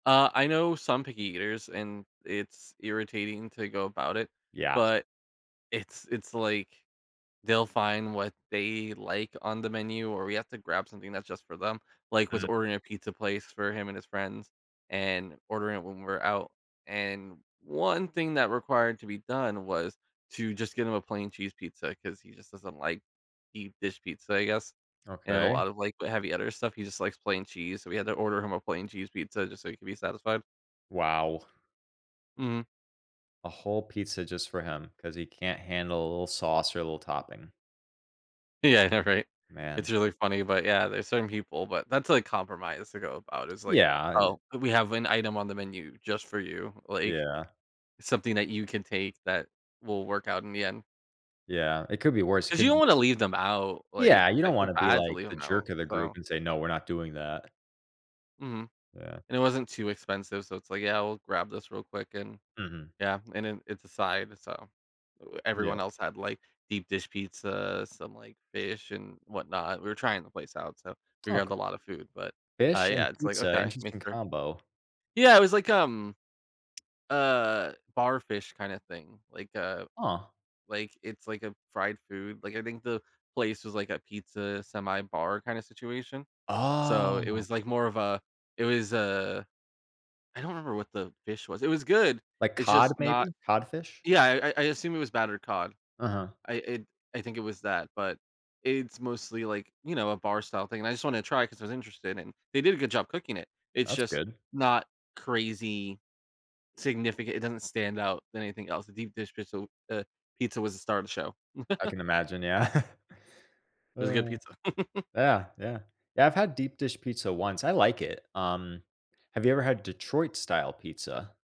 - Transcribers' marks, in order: laughing while speaking: "I know"; tapping; drawn out: "Oh"; chuckle; laughing while speaking: "yeah"; sigh; chuckle
- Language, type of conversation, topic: English, unstructured, How should I handle eating out when everyone wants different foods?